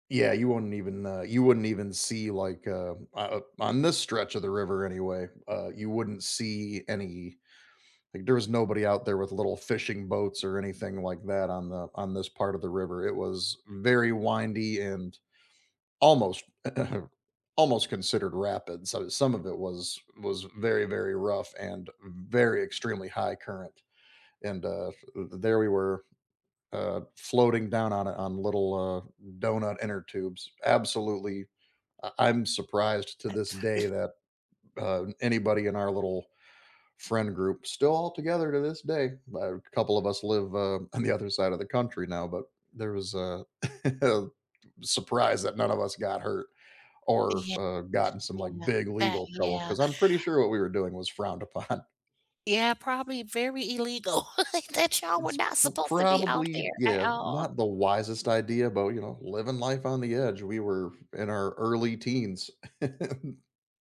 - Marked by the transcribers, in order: throat clearing; unintelligible speech; chuckle; laughing while speaking: "upon"; chuckle; tapping; chuckle
- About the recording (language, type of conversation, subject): English, unstructured, What is a favorite childhood memory that still makes you smile?
- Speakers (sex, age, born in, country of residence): female, 60-64, United States, United States; male, 40-44, United States, United States